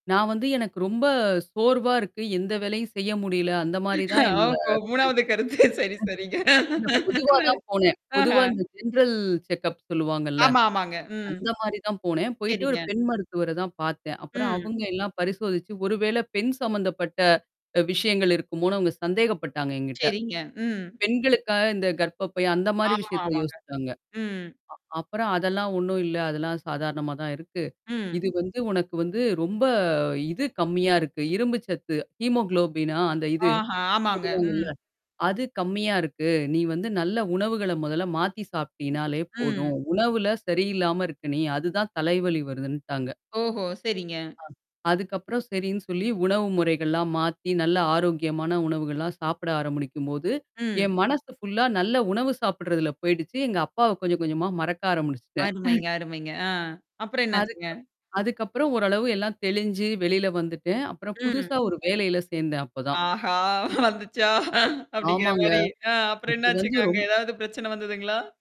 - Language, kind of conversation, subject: Tamil, podcast, மனஅழுத்தம் உடலில் மாற்றங்களை ஏற்படுத்தும்போது நீங்கள் என்ன செய்கிறீர்கள்?
- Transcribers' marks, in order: laughing while speaking: "ஆமா, மூனாவது கருத்து. சரி, சரிங்க"; unintelligible speech; distorted speech; in English: "ஜென்ரல் செக்கப்"; static; in English: "ஹீமோகுளோபினா"; other noise; in English: "ஃபுல்லா"; "ஆரம்பிச்சிட்டேன்" said as "ஆரமுனுச்சிட்டேன்"; chuckle; laughing while speaking: "ஆஹா! வந்துச்சா! அப்பிடிங்கிறமாரி ஆ அப்புறம் என்ன ஆச்சுங்க? அங்க ஏதாவது பிரச்சனை வந்ததுங்களா?"